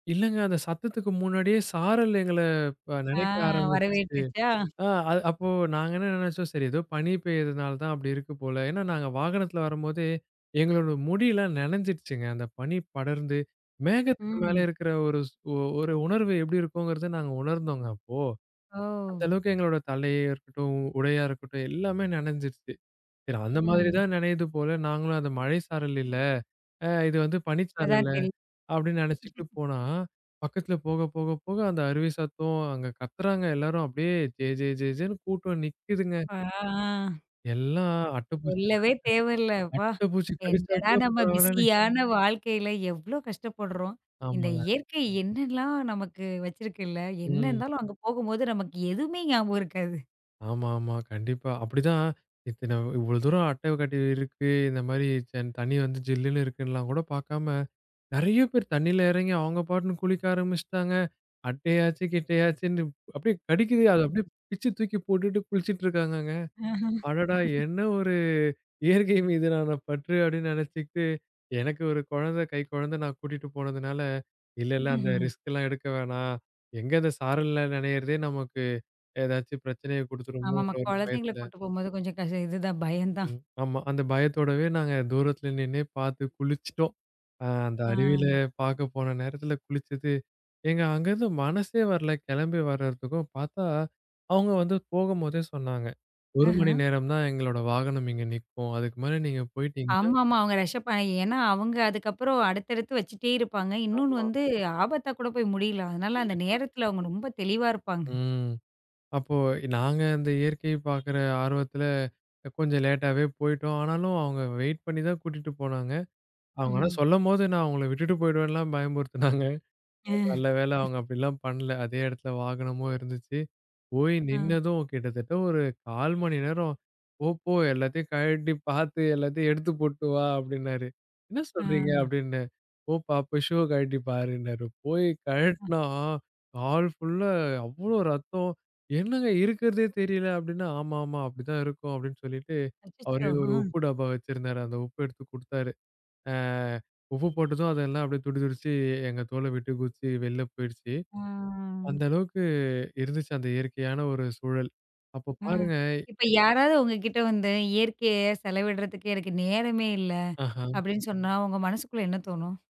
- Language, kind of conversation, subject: Tamil, podcast, இயற்கையில் நேரம் செலவிடுவது உங்கள் மனநலத்திற்கு எப்படி உதவுகிறது?
- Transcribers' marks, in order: other background noise; other noise; drawn out: "ஓ!"; drawn out: "அஹஹா!"; unintelligible speech; in another language: "பிஸியான"; other street noise; laughing while speaking: "ம்ஹ்ம்"; laughing while speaking: "இயற்கை மீதினான பற்று அப்படின்னு நினைச்சுகிட்டு எனக்கு ஒரு குழந்தை, கைக்குழந்தை நான் கூட்டிட்டு போனதுனால"; in English: "ரிஸ்க்"; laughing while speaking: "இதுதான் பயம்தான்"; drawn out: "ஆ"; joyful: "ஆஹான்"; in English: "ரஷ்அப்"; drawn out: "ம்"; horn; in English: "வெயிட்"; laughing while speaking: "பயமுறுத்துனாங்க"; laughing while speaking: "அ"; laughing while speaking: "பார்த்து எல்லாத்தையும் எடுத்து போட்டு வா அப்படின்னாரு என்ன சொல்றீங்க? அப்படின்னேன்"; drawn out: "ஆ"; laughing while speaking: "உப்பு டப்பா வச்சிருந்தாரு"; drawn out: "அ"; drawn out: "ஆ"